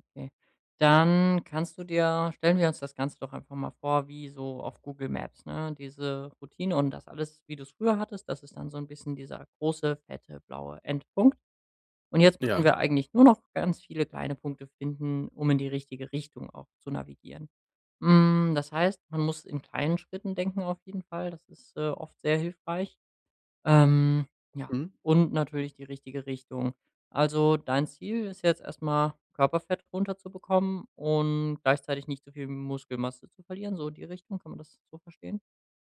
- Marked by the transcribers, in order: none
- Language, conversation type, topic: German, advice, Wie kann ich es schaffen, beim Sport routinemäßig dranzubleiben?